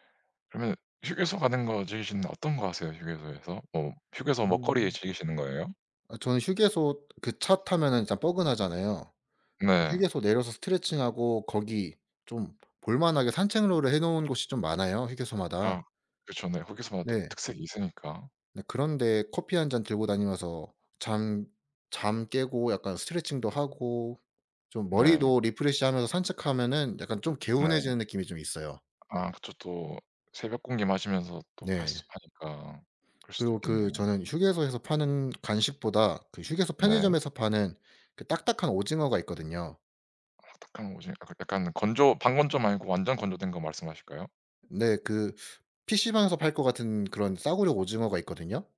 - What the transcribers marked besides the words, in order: other background noise
- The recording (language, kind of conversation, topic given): Korean, unstructured, 오늘 하루는 보통 어떻게 시작하세요?